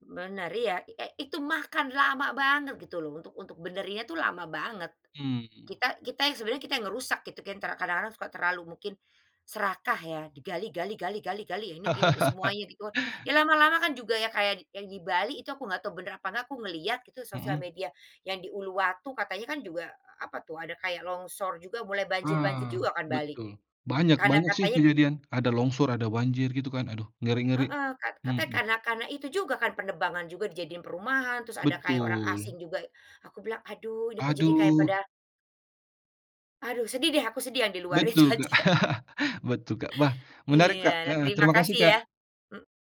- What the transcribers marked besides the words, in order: laugh; laugh
- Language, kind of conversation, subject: Indonesian, unstructured, Apa yang membuatmu takut akan masa depan jika kita tidak menjaga alam?